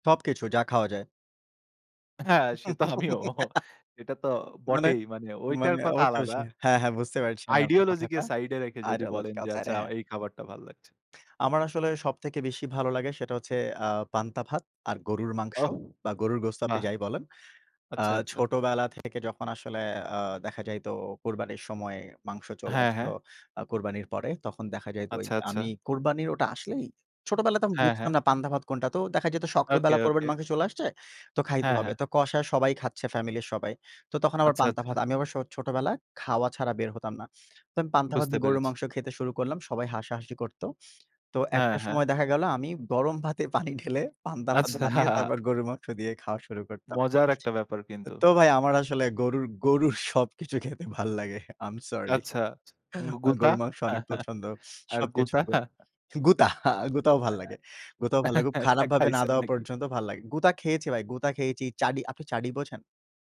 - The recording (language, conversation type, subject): Bengali, unstructured, আপনি কোন ধরনের খাবার সবচেয়ে বেশি পছন্দ করেন?
- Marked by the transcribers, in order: laughing while speaking: "হ্যাঁ, সে তো আমিও"; laugh; "অবশ্যই" said as "অবশশি"; in English: "ideology"; in English: "ideological"; other background noise; laughing while speaking: "আচ্ছা"; laughing while speaking: "গরুর, গরুর, সবকিছু খেতে ভাল … মাংস অনেক পছন্দ"; chuckle; laughing while speaking: "আর গুতা?"; laughing while speaking: "আ খা খাইছেন নাকি?"; "খেয়েছি" said as "কেয়েচি"